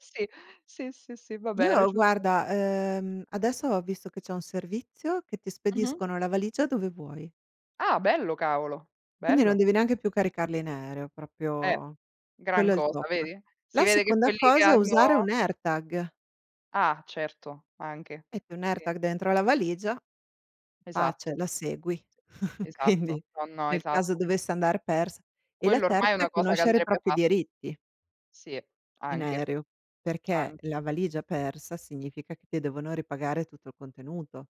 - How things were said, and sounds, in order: "proprio" said as "propio"; chuckle; laughing while speaking: "Quindi"; "propri" said as "propi"
- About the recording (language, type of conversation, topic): Italian, unstructured, Qual è il problema più grande quando perdi il bagaglio durante un viaggio?